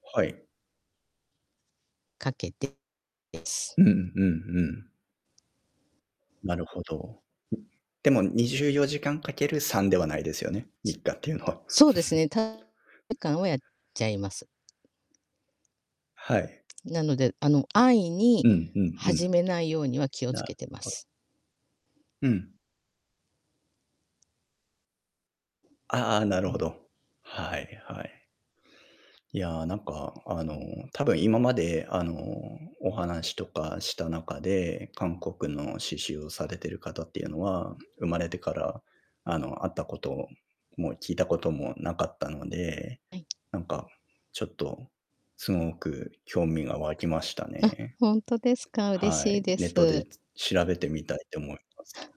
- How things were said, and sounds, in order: distorted speech; tapping; chuckle
- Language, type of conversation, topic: Japanese, unstructured, 趣味を始めたきっかけは何ですか？